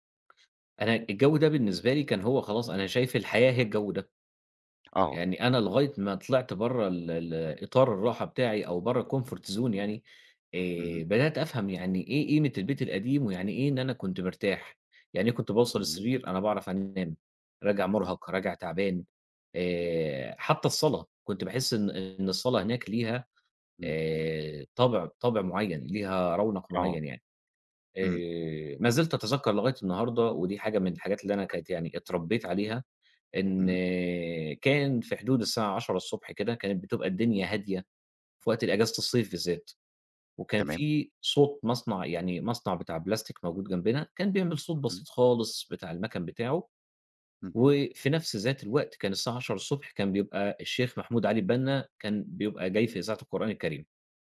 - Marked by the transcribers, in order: tapping; in English: "الcomfort zone"
- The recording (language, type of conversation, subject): Arabic, podcast, ايه العادات الصغيرة اللي بتعملوها وبتخلي البيت دافي؟